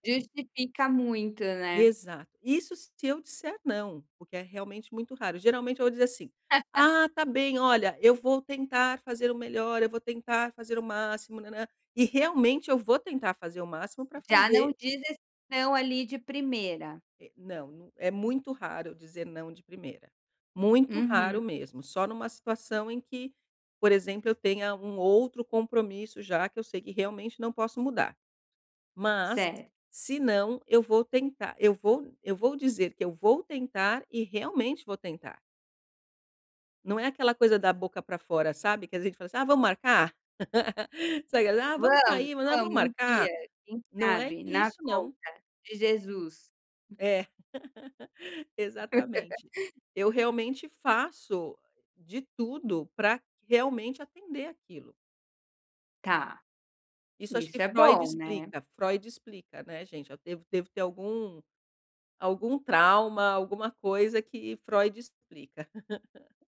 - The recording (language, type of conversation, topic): Portuguese, advice, Como posso estabelecer limites e dizer não em um grupo?
- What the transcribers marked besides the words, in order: laugh; other noise; other background noise; laugh; unintelligible speech; tapping; laugh; laugh